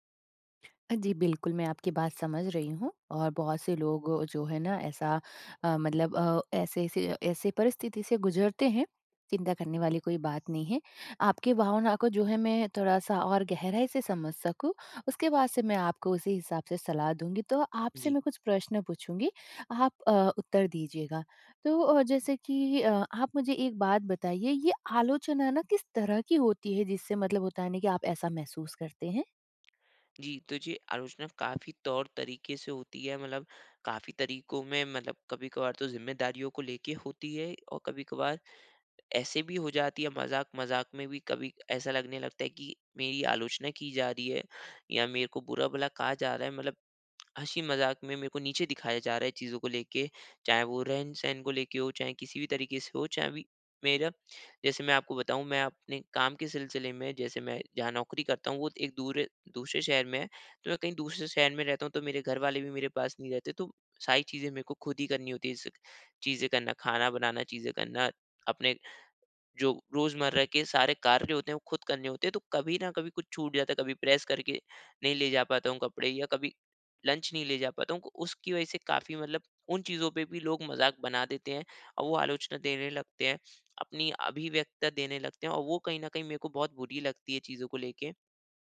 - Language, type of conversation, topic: Hindi, advice, आलोचना का जवाब मैं शांत तरीके से कैसे दे सकता/सकती हूँ, ताकि आक्रोश व्यक्त किए बिना अपनी बात रख सकूँ?
- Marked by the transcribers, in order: none